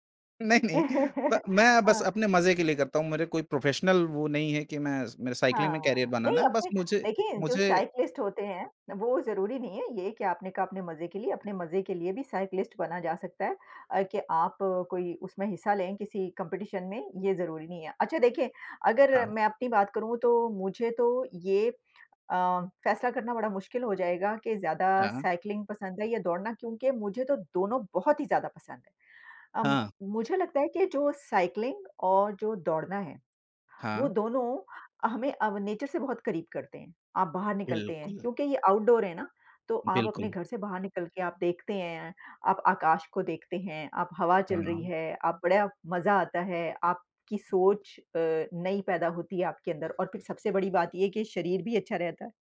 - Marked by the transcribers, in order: laughing while speaking: "नहीं-नहीं"; chuckle; in English: "प्रोफेशनल"; in English: "साइक्लिंग"; in English: "करियर"; in English: "साइक्लिस्ट"; other background noise; in English: "साइक्लिस्ट"; in English: "कॉम्पिटिशन"; in English: "साइक्लिंग"; in English: "साइक्लिंग"; in English: "नेचर"; in English: "आउटडोर"
- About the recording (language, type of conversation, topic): Hindi, unstructured, आपकी राय में साइकिल चलाना और दौड़ना—इनमें से अधिक रोमांचक क्या है?
- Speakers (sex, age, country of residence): female, 50-54, United States; male, 30-34, India